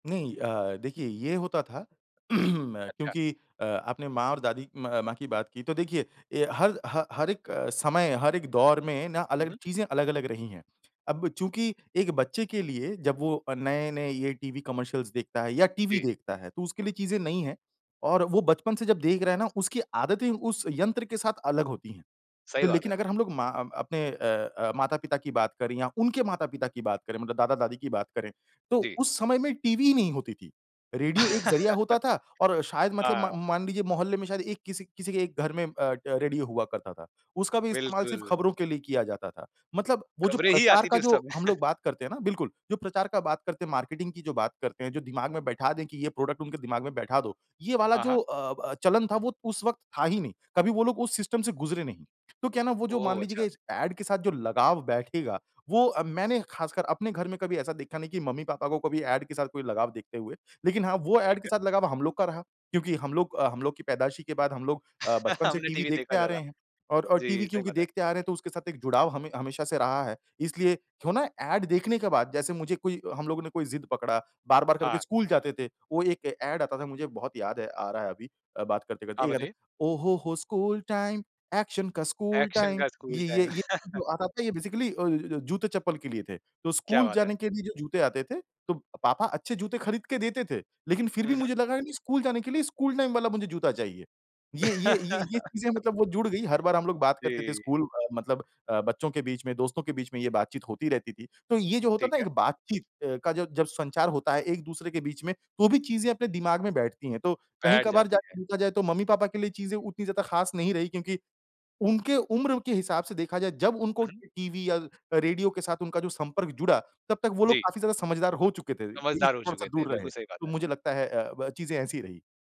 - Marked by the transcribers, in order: throat clearing; in English: "कमर्शियल्स"; chuckle; in English: "मार्केटिंग"; chuckle; in English: "प्रोडक्ट"; in English: "सिस्टम"; in English: "ऐड"; in English: "ऐड"; in English: "ऐड"; chuckle; in English: "ऐड"; in English: "ऐड"; singing: "ओह हो हो स्कूल टाइम, एक्शन का स्कूल टाइम"; in English: "टाइम, एक्शन"; in English: "टाइम"; in English: "एक्शन"; in English: "बेसिकली"; in English: "टाइम"; chuckle; in English: "टाइम"; chuckle; other background noise
- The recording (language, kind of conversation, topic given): Hindi, podcast, कौन-सा पुराना विज्ञापन-गीत आपके घर में बार-बार गूंजता रहता था?